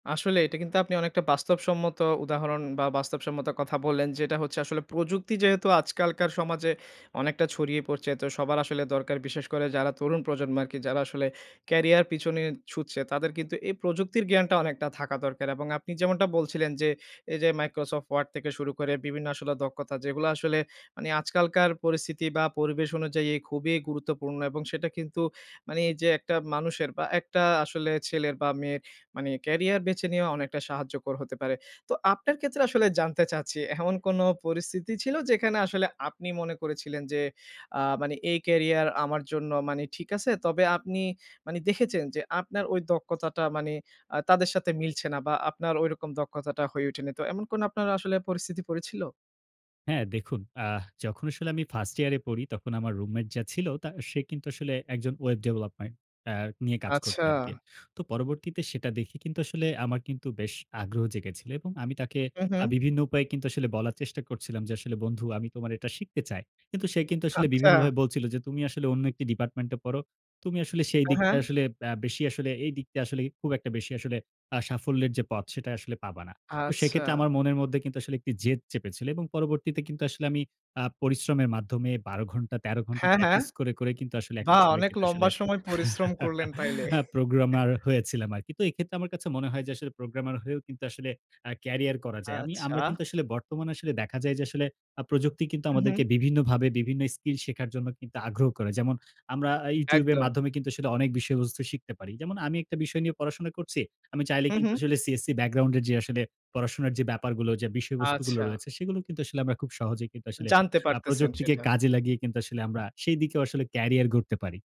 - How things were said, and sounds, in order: laughing while speaking: "এমন কোনো পরিস্থিতি"; other background noise; laugh; chuckle; tapping
- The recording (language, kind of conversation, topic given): Bengali, podcast, তুমি কীভাবে ক্যারিয়ার বেছে নাও?
- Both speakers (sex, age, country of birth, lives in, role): male, 25-29, Bangladesh, Bangladesh, host; male, 55-59, Bangladesh, Bangladesh, guest